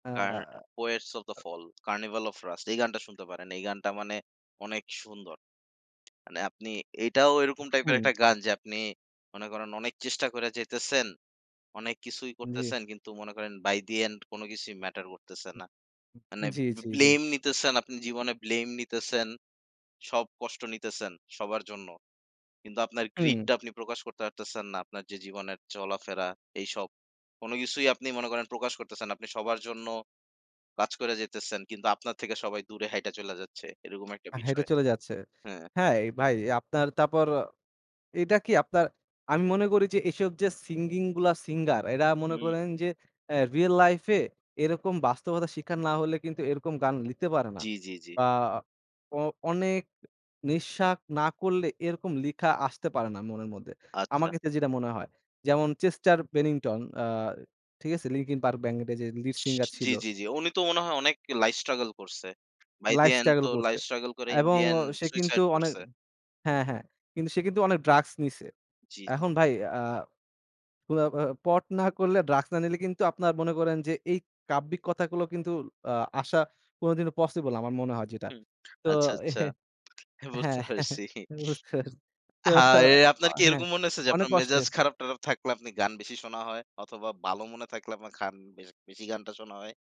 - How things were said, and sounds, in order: tapping; other background noise; in English: "greed"; "নিঃশ্বাস" said as "নিঃশ্বাক"; "মনে" said as "অনে"; in English: "in the end suicide"; unintelligible speech; laughing while speaking: "বুঝতে পারছি"; chuckle; laughing while speaking: "হ্যাঁ, বুঝতে পারছি। তো"; "ভালো" said as "বালো"
- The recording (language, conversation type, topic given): Bengali, unstructured, আপনার প্রিয় গান কোনটি, এবং কেন সেটি আপনার কাছে বিশেষ মনে হয়?